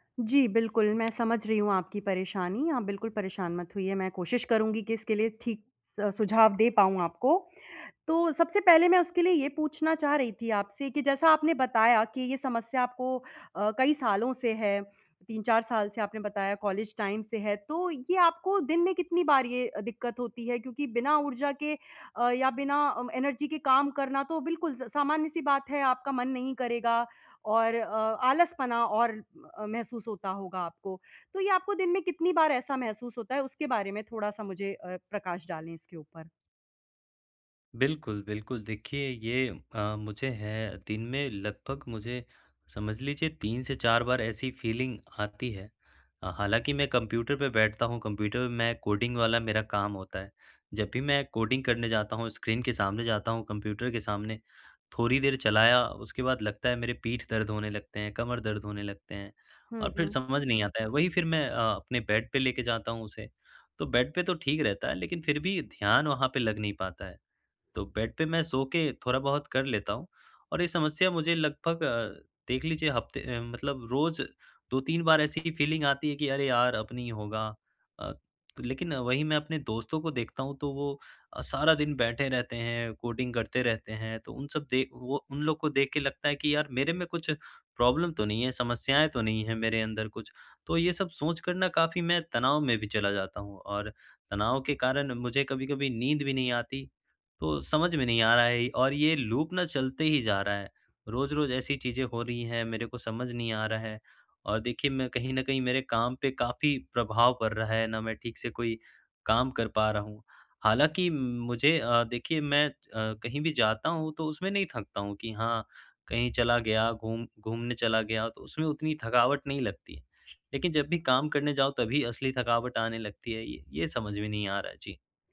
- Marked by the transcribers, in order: tapping; in English: "टाइम"; in English: "एनर्जी"; in English: "फ़ीलिंग"; in English: "बेड"; in English: "बेड"; in English: "बेड"; in English: "फ़ीलिंग"; in English: "प्रॉब्लम"; in English: "लूप"
- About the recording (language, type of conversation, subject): Hindi, advice, आपको काम के दौरान थकान और ऊर्जा की कमी कब से महसूस हो रही है?